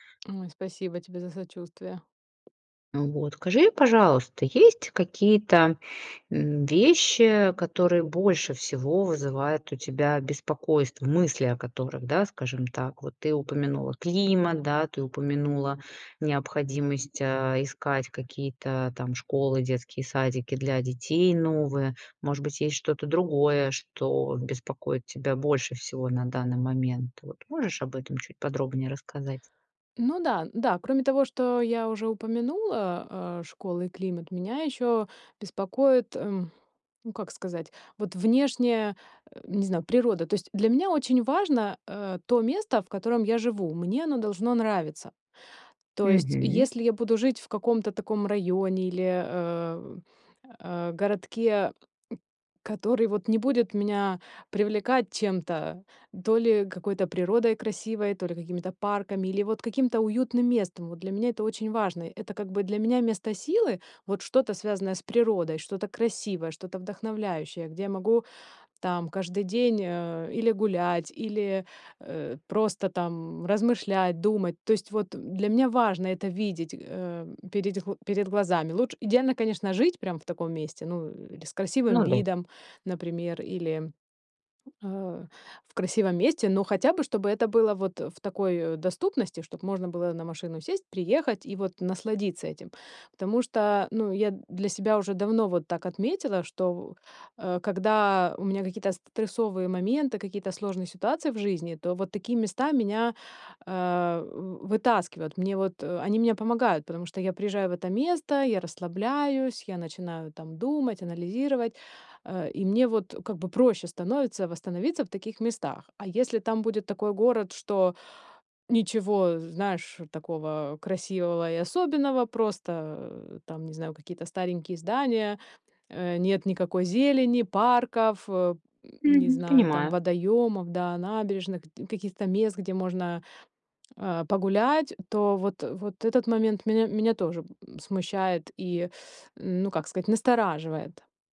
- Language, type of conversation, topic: Russian, advice, Как справиться со страхом неизвестности перед переездом в другой город?
- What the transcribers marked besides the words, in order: tapping